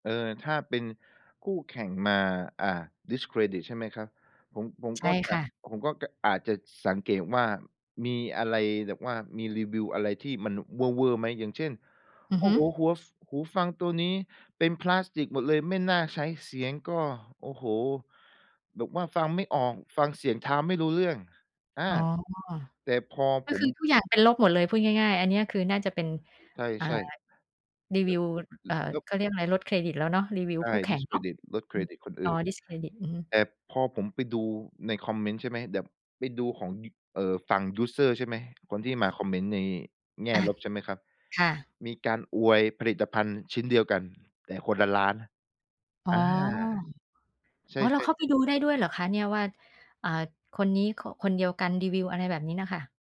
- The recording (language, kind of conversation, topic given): Thai, podcast, เวลาจะช็อปออนไลน์ คุณมีวิธีเช็กความน่าเชื่อถือยังไงบ้าง?
- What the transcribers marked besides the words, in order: other noise; other background noise; tapping; surprised: "อ๋อ เราเข้าไปดูได้ด้วยเหรอคะเนี่ย ?"